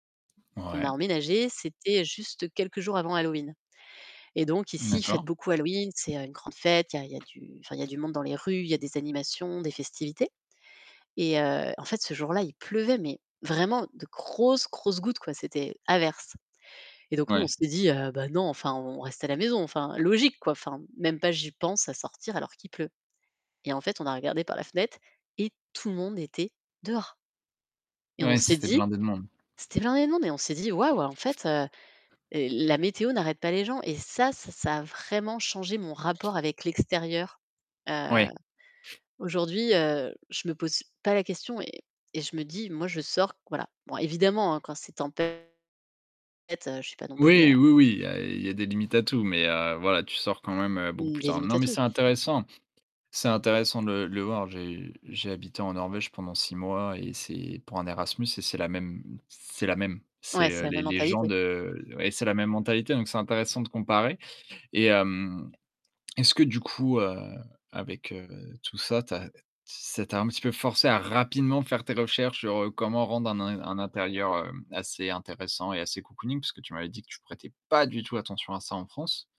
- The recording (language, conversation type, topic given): French, podcast, Qu’est-ce que la lumière change pour toi à la maison ?
- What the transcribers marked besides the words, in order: tapping; stressed: "grosses, grosses"; other background noise; static; distorted speech; stressed: "pas"